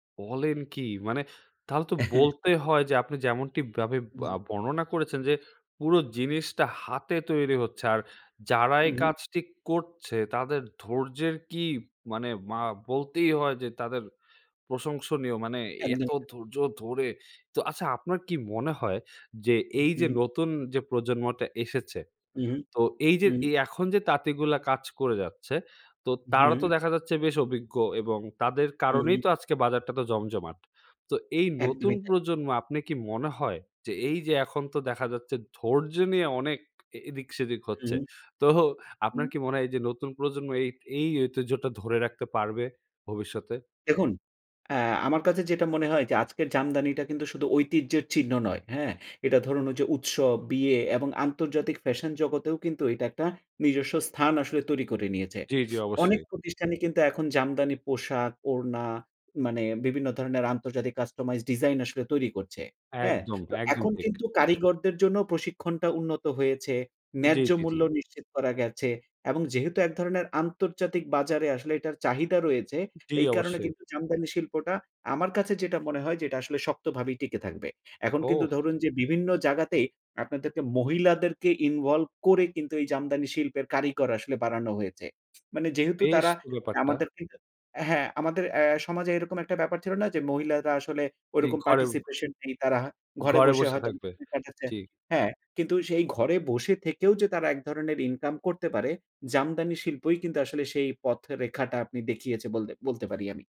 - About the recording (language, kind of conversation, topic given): Bengali, podcast, তোমার কাছে কি কোনো পুরোনো ঐতিহ্য হারিয়ে যাওয়ার গল্প আছে?
- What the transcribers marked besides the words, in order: joyful: "বলেন কি?"; chuckle; "যেমনটিভাবে" said as "যেমনুটিবাবে"; other background noise; tapping; laughing while speaking: "তো"; in English: "customized"; in English: "involve"; in English: "participation"; unintelligible speech